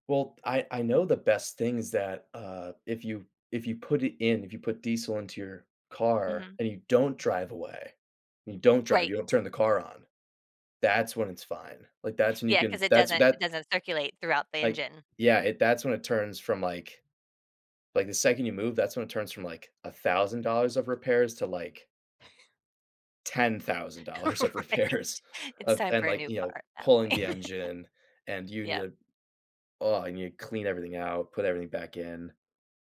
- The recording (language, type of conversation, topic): English, unstructured, What’s a small purchase that made you really happy?
- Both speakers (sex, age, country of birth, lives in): female, 45-49, United States, United States; male, 20-24, United States, United States
- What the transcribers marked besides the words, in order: tapping; chuckle; laughing while speaking: "Right"; laughing while speaking: "of repairs"; laughing while speaking: "point"